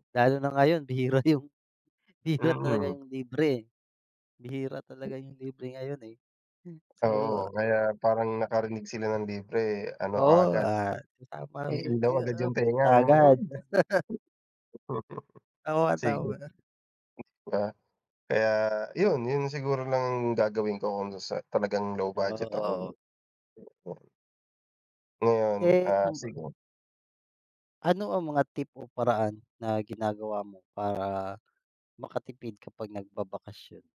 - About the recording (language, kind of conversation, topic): Filipino, unstructured, Paano mo mahihikayat ang mga kaibigan mong magbakasyon kahit kaunti lang ang badyet?
- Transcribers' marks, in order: laughing while speaking: "yung"; tapping; other background noise; unintelligible speech; laugh; chuckle